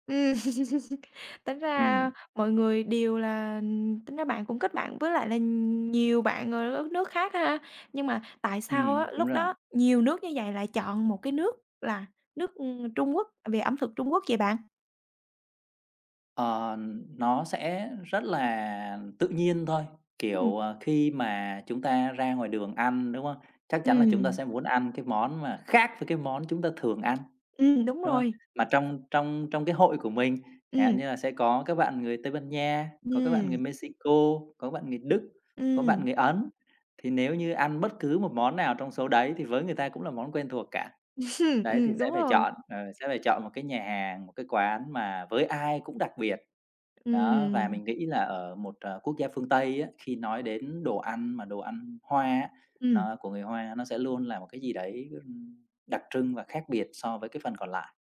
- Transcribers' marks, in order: chuckle; "đều" said as "đìu"; tapping; other background noise; chuckle
- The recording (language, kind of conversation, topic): Vietnamese, podcast, Bạn có thể kể về một kỷ niệm ẩm thực đáng nhớ của bạn không?